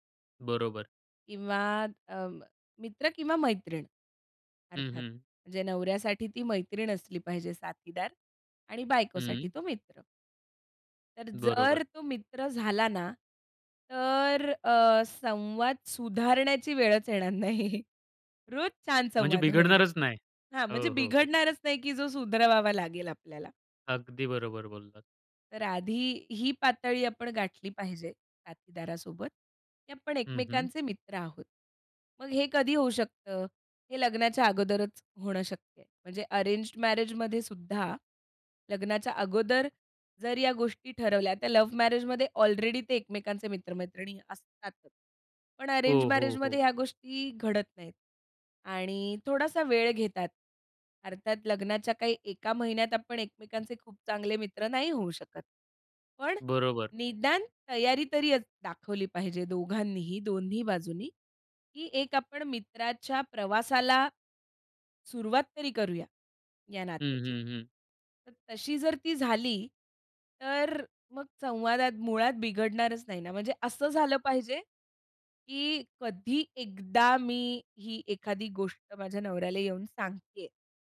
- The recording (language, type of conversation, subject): Marathi, podcast, साथीदाराशी संवाद सुधारण्यासाठी कोणते सोपे उपाय सुचवाल?
- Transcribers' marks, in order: laughing while speaking: "येणार नाही"; joyful: "रोज छान संवाद होईल. हां … सुधरवावा लागेल आपल्याला"; anticipating: "म्हणजे बिघडणारच नाही?"; in English: "अरेंज्ड मॅरेजमध्ये"; in English: "लव्ह मॅरेजमध्ये ऑलरेडी"; stressed: "असतातच"; in English: "अरेंज मॅरेजमध्ये"